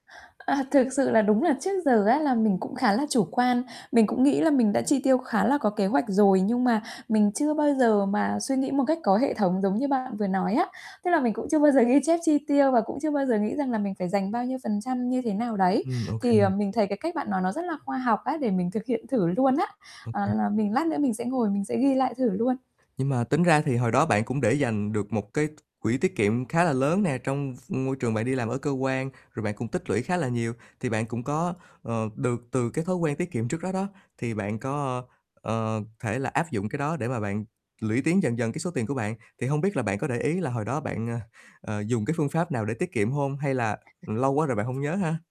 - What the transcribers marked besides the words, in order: other background noise; distorted speech
- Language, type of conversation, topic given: Vietnamese, advice, Làm sao để tôi tiết kiệm đủ cho quỹ khẩn cấp?
- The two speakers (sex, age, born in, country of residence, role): female, 35-39, Vietnam, Vietnam, user; male, 30-34, Vietnam, Vietnam, advisor